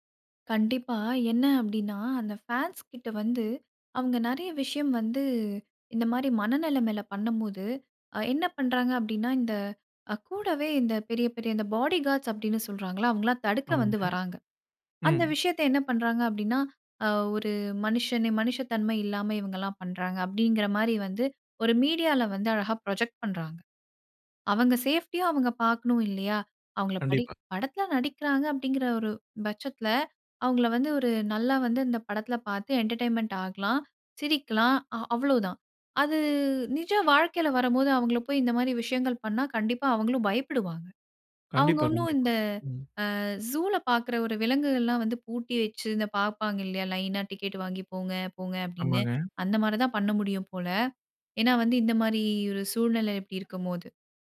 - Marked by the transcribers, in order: drawn out: "வந்து"; in English: "பாடிகார்ட்ஸ்"; other background noise; in English: "ப்ரொஜெக்ட்"; in English: "என்டர்டைன்மென்ட்"; drawn out: "அது"
- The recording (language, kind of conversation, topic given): Tamil, podcast, ரசிகர்களுடன் நெருக்கமான உறவை ஆரோக்கியமாக வைத்திருக்க என்னென்ன வழிமுறைகள் பின்பற்ற வேண்டும்?